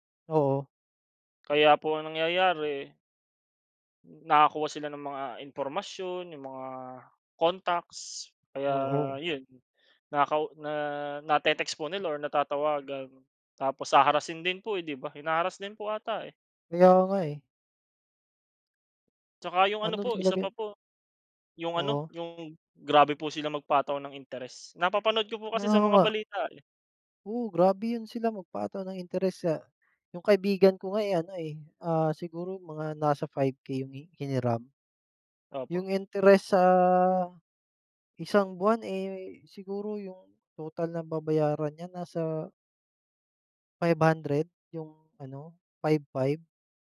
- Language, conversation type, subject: Filipino, unstructured, Ano ang palagay mo sa panliligalig sa internet at paano ito nakaaapekto sa isang tao?
- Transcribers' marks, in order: none